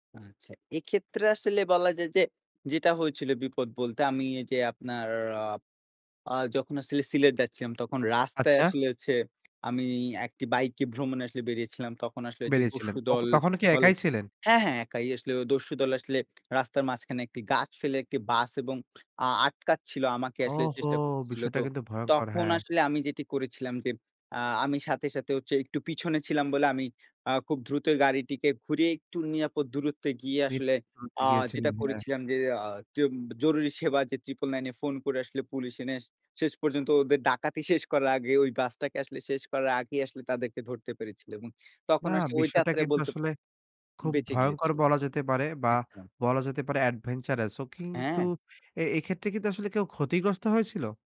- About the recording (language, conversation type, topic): Bengali, podcast, একলা ভ্রমণে সবচেয়ে বড় ভয়কে তুমি কীভাবে মোকাবিলা করো?
- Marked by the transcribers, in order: "আসলে" said as "আছলে"; lip smack; unintelligible speech; "এনে" said as "এনেস"; scoff; in English: "এডভেঞ্চারাস"